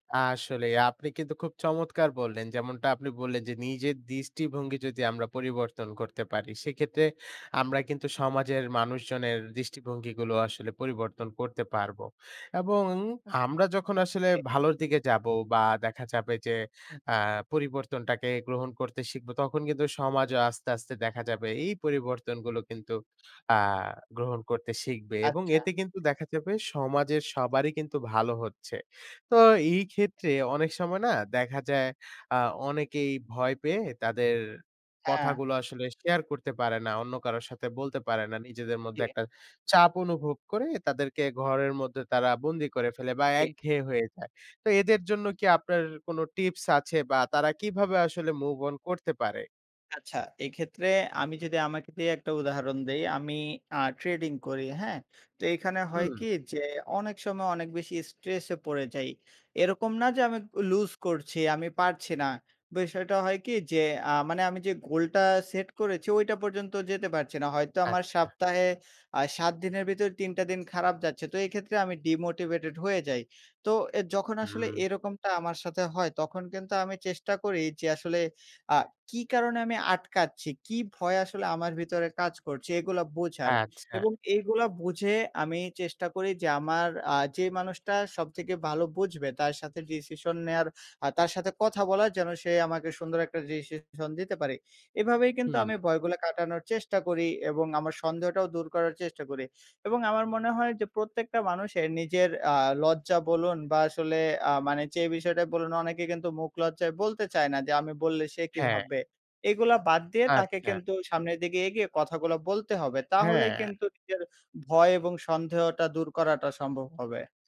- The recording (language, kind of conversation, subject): Bengali, podcast, তুমি কীভাবে নিজের ভয় বা সন্দেহ কাটাও?
- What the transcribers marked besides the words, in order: "সপ্তাহে" said as "সাপ্তাহে"; in English: "ডিমোটিভেটেড"